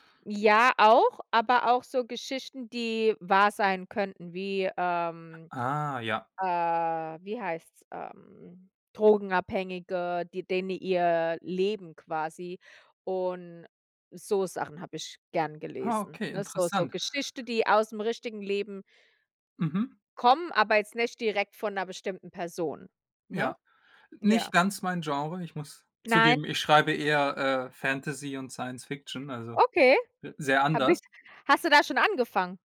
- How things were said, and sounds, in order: none
- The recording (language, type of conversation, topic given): German, unstructured, Welche historische Persönlichkeit findest du besonders inspirierend?